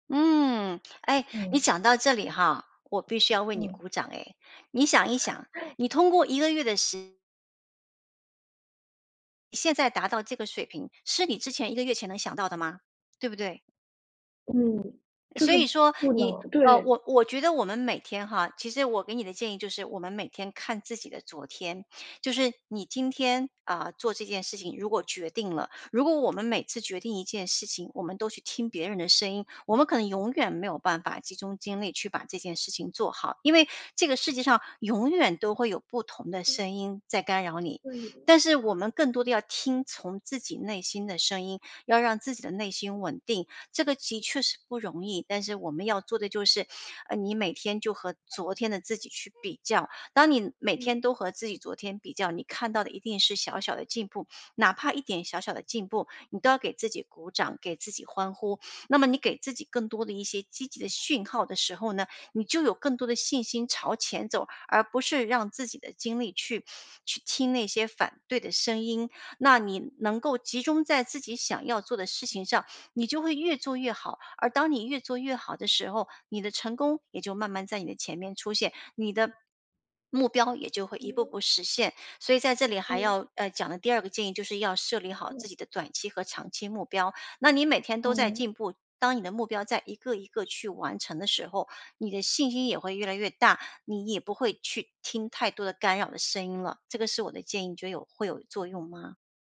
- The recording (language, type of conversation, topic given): Chinese, advice, 被批评后，你的创作自信是怎样受挫的？
- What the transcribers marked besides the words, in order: chuckle; other background noise